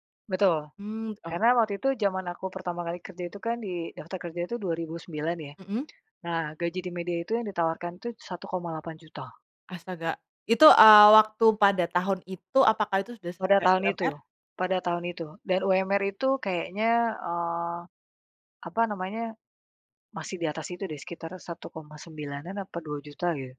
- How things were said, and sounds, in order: none
- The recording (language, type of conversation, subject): Indonesian, podcast, Bagaimana kamu memilih antara gaji tinggi dan pekerjaan yang kamu sukai?
- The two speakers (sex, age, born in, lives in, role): female, 25-29, Indonesia, Indonesia, host; female, 35-39, Indonesia, Indonesia, guest